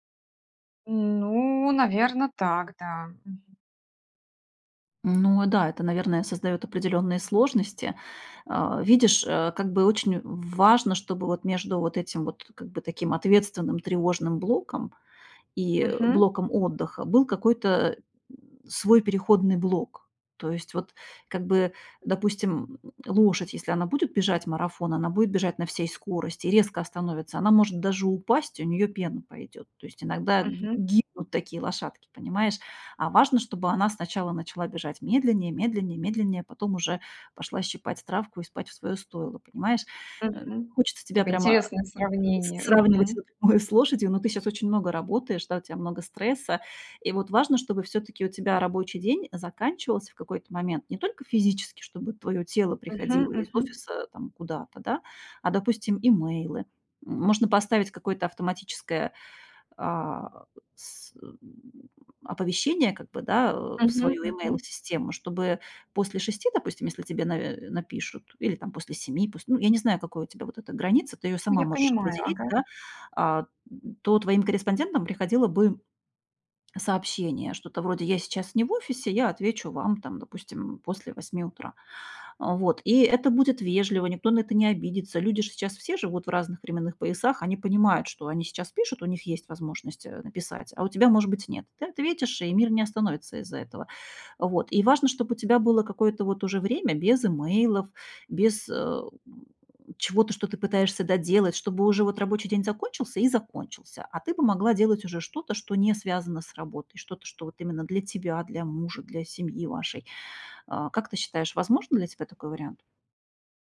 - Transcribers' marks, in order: none
- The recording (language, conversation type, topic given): Russian, advice, Как справиться с бессонницей из‑за вечернего стресса или тревоги?